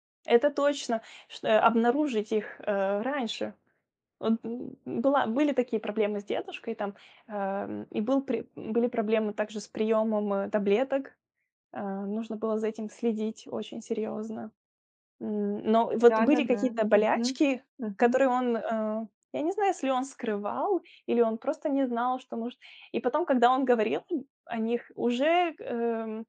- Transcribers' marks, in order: unintelligible speech
- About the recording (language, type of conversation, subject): Russian, podcast, Как вы поддерживаете связь с бабушками и дедушками?